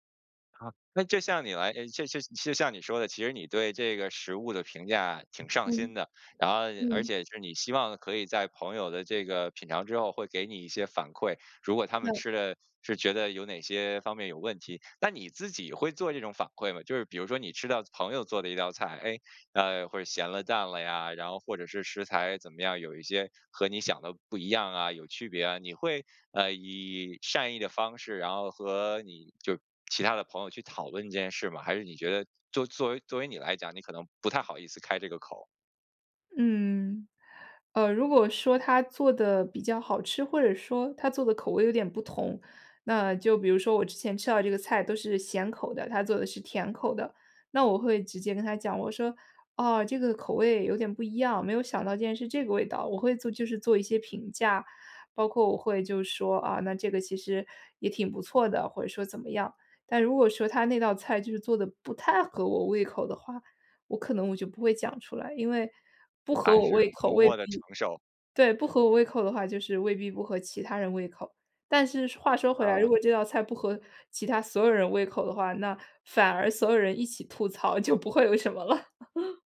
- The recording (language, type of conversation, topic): Chinese, podcast, 你去朋友聚会时最喜欢带哪道菜？
- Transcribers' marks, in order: other background noise; laughing while speaking: "就不会有什么了"; chuckle